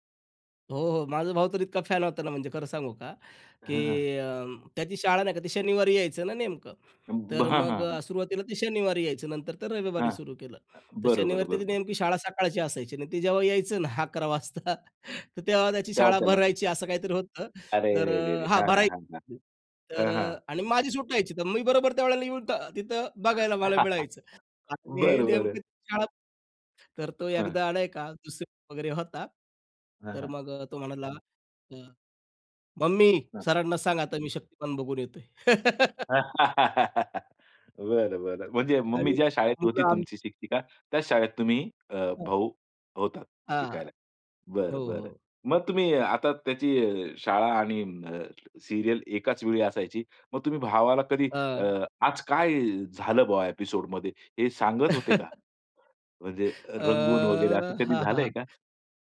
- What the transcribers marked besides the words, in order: laughing while speaking: "अकरा वाजता तर तेव्हा त्याची शाळा भरायची"; chuckle; laughing while speaking: "बरं, बरं"; put-on voice: "मम्मी सरांना सांग आता मी शक्तिमान बघून येतोय"; laugh; other background noise; chuckle; laughing while speaking: "म्हणजे रंगून वगैरे असं कधी झालंय का?"; drawn out: "अ"
- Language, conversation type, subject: Marathi, podcast, लहानपणीचा आवडता टीव्ही शो कोणता आणि का?